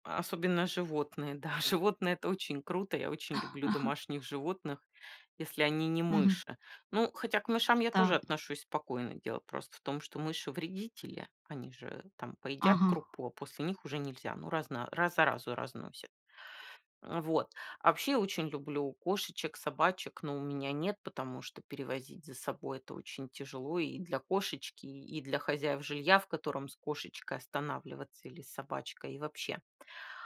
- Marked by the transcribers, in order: laughing while speaking: "Да"; chuckle; tapping
- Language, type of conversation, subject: Russian, podcast, Что для тебя значит уютный дом?